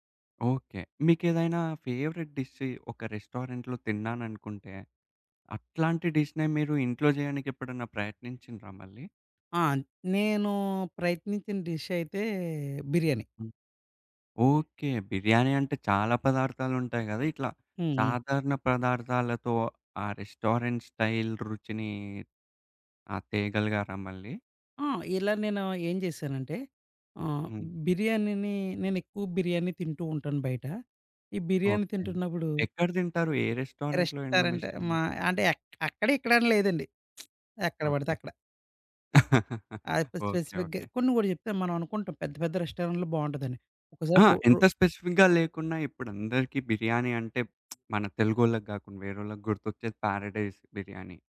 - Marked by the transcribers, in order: in English: "ఫేవరెట్ డిష్"; in English: "రెస్టారెంట్‌లో"; in English: "డిష్‌నే"; "పదార్ధాలతో" said as "ప్రదార్థాలతో"; in English: "రెస్టారెంట్ స్టైల్"; in English: "రెస్టారెంట్‌లో"; in English: "రెస్టారెంట్"; "ఎమిష్టం" said as "ఎండుమిష్టం"; lip smack; chuckle; in English: "స్పెసిఫిక్‌గా"; in English: "రెస్టారెంట్‌లో"; in English: "స్పెసిఫిక్‌గా"; lip smack
- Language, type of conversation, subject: Telugu, podcast, సాధారణ పదార్థాలతో ఇంట్లోనే రెస్టారెంట్‌లాంటి రుచి ఎలా తీసుకురాగలరు?